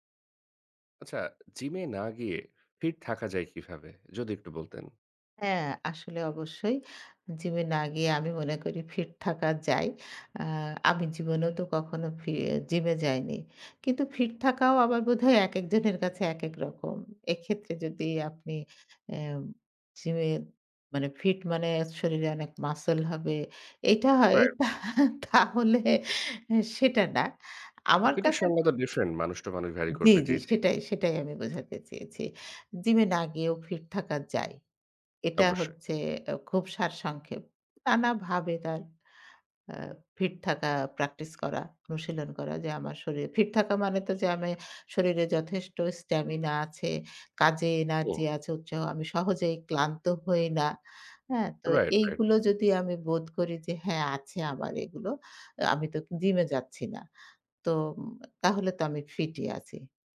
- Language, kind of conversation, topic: Bengali, podcast, জিমে না গিয়ে কীভাবে ফিট থাকা যায়?
- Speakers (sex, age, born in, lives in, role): female, 55-59, Bangladesh, Bangladesh, guest; male, 30-34, Bangladesh, Bangladesh, host
- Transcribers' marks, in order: chuckle; laughing while speaking: "তাহলে অ সেটা না"; in English: "ডিফরেন্ট"